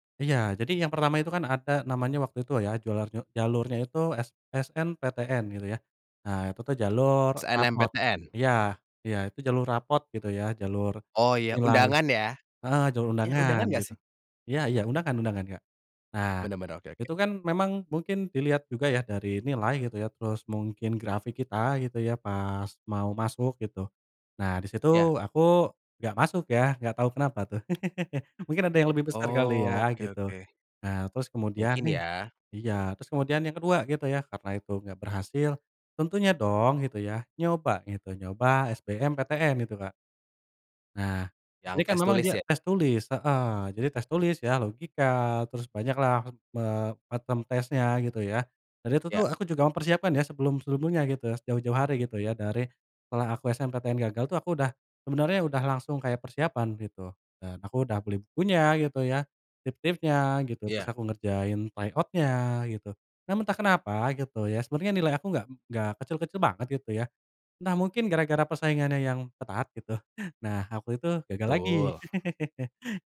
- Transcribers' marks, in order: tapping; laugh; drawn out: "Oke"; in English: "bottom"; in English: "try out-nya"; chuckle; laugh
- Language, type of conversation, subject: Indonesian, podcast, Bagaimana kamu bangkit setelah mengalami kegagalan besar?